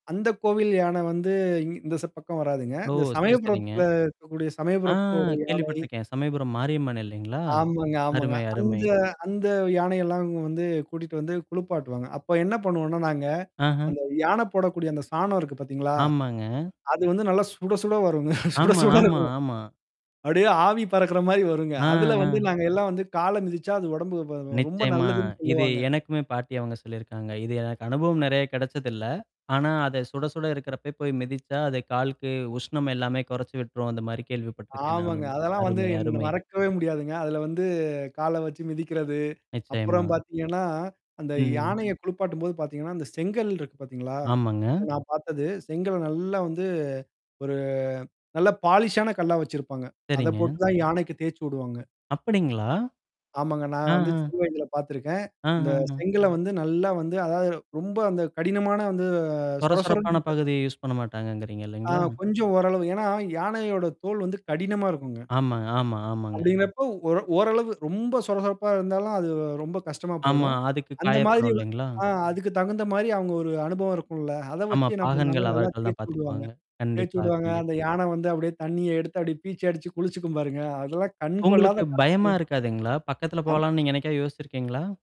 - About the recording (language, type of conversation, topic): Tamil, podcast, மண்ணின் மணமும் அதோடு தொடர்புள்ள நினைவுகளும் பற்றி சுவாரஸ்யமாகப் பேச முடியுமா?
- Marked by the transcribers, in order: tapping; distorted speech; static; laughing while speaking: "சுட சுட இருக்கும். அப்டியே ஆவி பறக்கற மாரி வருங்க"; in English: "யூஸ்"; other background noise; background speech; joyful: "அந்த யானை வந்து அப்டியியே தண்ணீய … கண் கொள்ளாத காட்சி"